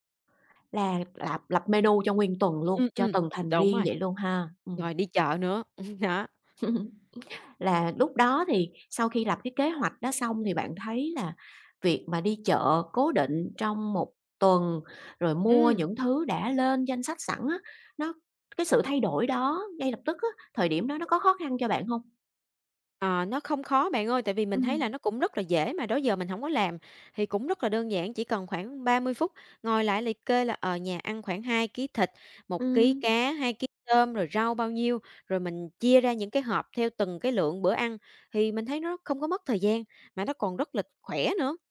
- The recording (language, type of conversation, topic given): Vietnamese, podcast, Bạn làm thế nào để giảm lãng phí thực phẩm?
- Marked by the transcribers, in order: other background noise; chuckle; tapping